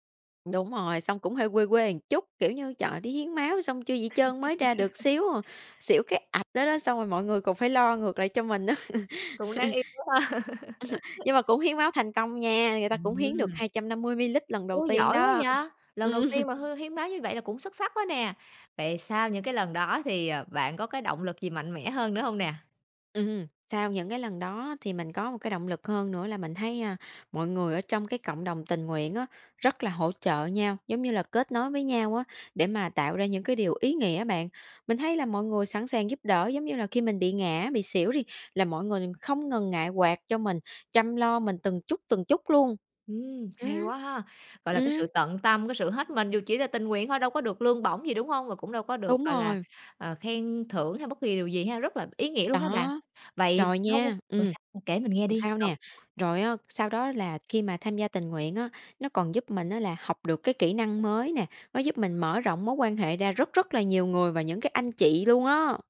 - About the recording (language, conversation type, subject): Vietnamese, podcast, Bạn nghĩ sao về việc tham gia tình nguyện để kết nối cộng đồng?
- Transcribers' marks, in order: laugh; tapping; laugh; laughing while speaking: "ha"; laugh; chuckle; laughing while speaking: "Ừm"; other background noise; unintelligible speech